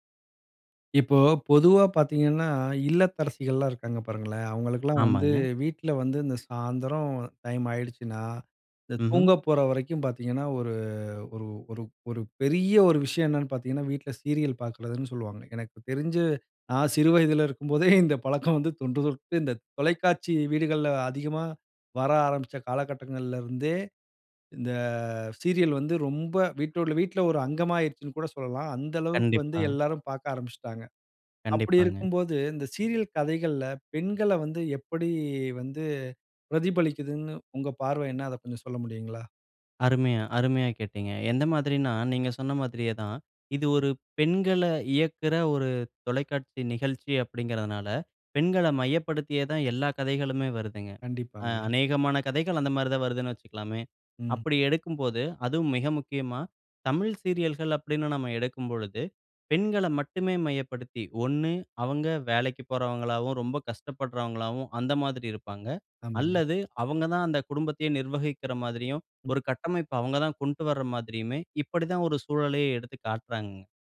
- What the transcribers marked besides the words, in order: laughing while speaking: "இருக்கும்போதே, இந்த பழக்கம் வந்து தொன்று தொட்டு"
- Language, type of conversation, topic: Tamil, podcast, சீரியல் கதைகளில் பெண்கள் எப்படி பிரதிபலிக்கப்படுகிறார்கள் என்று உங்கள் பார்வை என்ன?